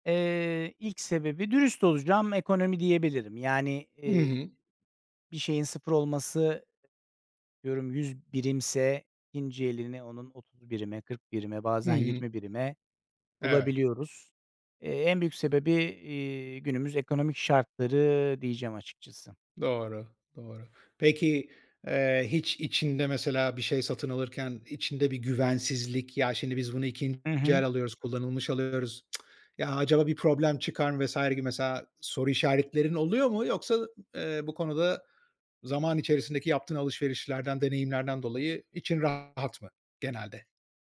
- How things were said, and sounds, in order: other background noise; tsk
- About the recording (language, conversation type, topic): Turkish, podcast, Vintage mi yoksa ikinci el alışveriş mi tercih edersin, neden?